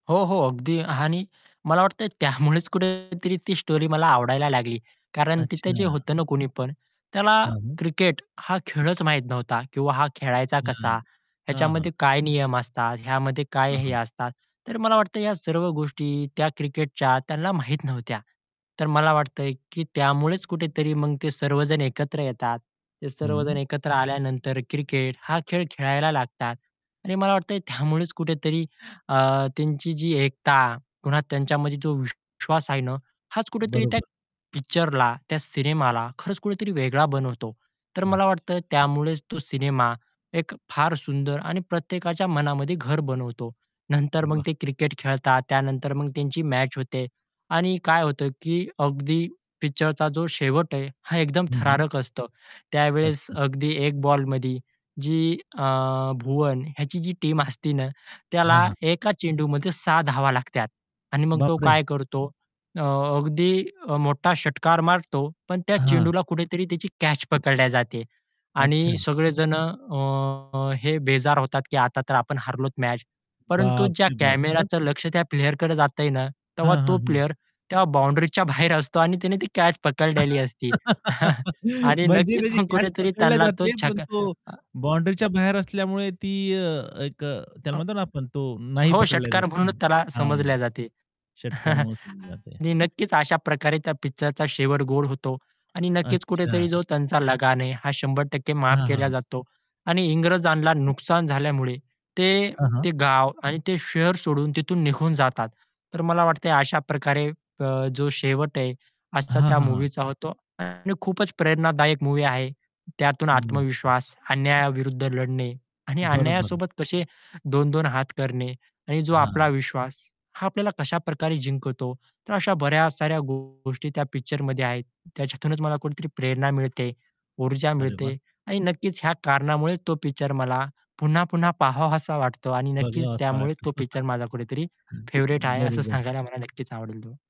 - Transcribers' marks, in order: tapping; distorted speech; in English: "स्टोरी"; static; other background noise; laughing while speaking: "टीम असते ना"; in English: "टीम"; surprised: "बापरे!"; laugh; chuckle; laughing while speaking: "नक्कीच"; chuckle; in English: "फेव्हरेट"; chuckle
- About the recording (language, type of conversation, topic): Marathi, podcast, तुझ्या आवडत्या सिनेमाबद्दल थोडक्यात सांगशील का?